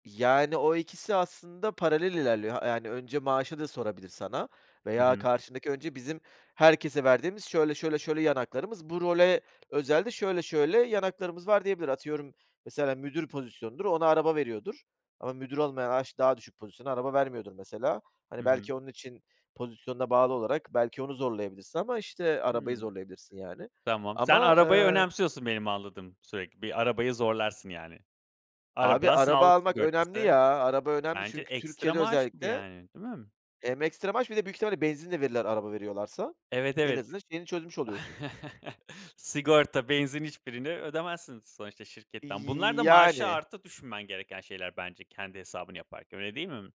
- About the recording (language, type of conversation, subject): Turkish, podcast, Maaş pazarlığı yaparken nelere dikkat edersin ve stratejin nedir?
- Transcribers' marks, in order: other background noise; chuckle